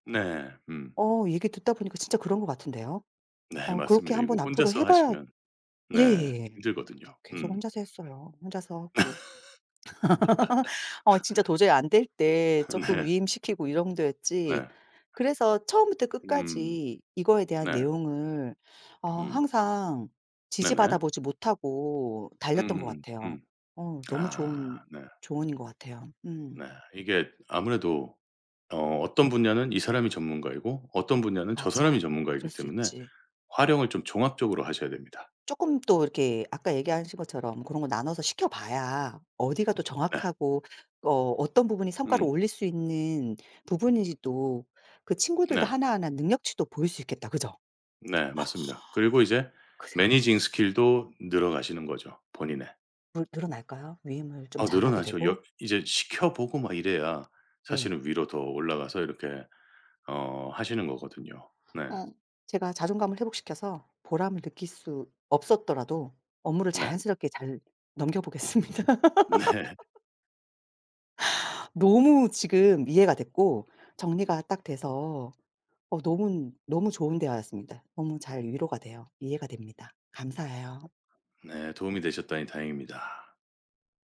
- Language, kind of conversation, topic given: Korean, advice, 여러 일을 동시에 진행하느라 성과가 낮다고 느끼시는 이유는 무엇인가요?
- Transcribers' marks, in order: other background noise; laugh; laugh; laughing while speaking: "네"; tapping; gasp; in English: "매니징 스킬도"; laughing while speaking: "넘겨 보겠습니다"; laughing while speaking: "네"; laugh